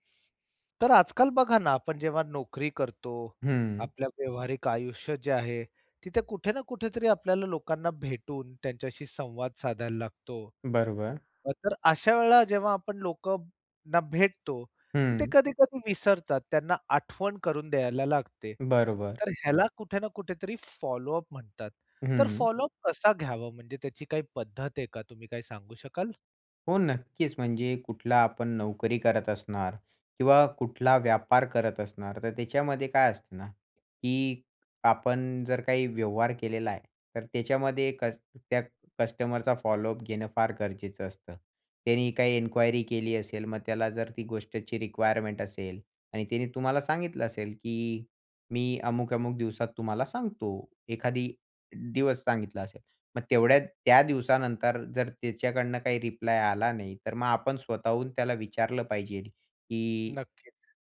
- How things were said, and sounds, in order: tapping; other background noise; in English: "इन्क्वायरी"
- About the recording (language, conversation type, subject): Marathi, podcast, लक्षात राहील असा पाठपुरावा कसा करावा?